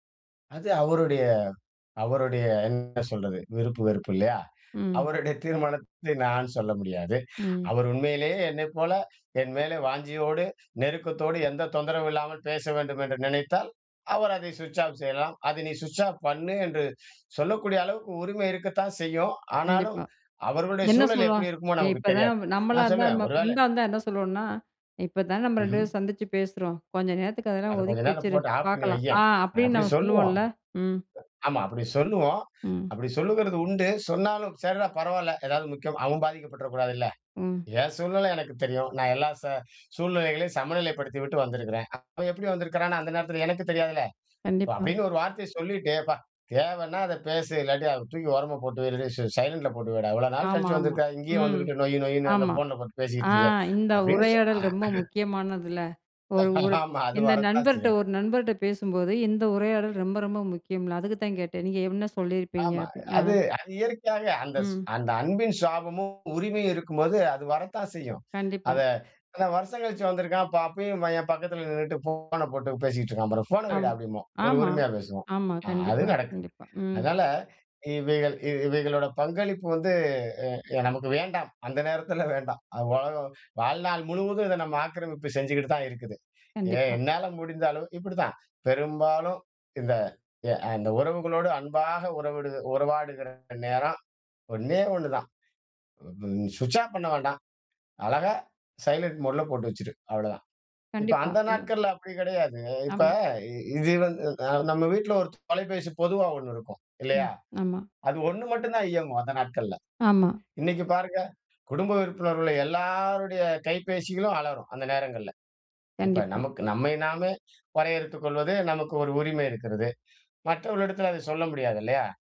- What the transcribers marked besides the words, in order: other background noise; laughing while speaking: "ஆமா"; "உறவாடுகிற" said as "உறைவாடுகிற"; unintelligible speech; other noise
- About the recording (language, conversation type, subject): Tamil, podcast, அன்புள்ள உறவுகளுடன் நேரம் செலவிடும் போது கைபேசி இடைஞ்சலை எப்படித் தவிர்ப்பது?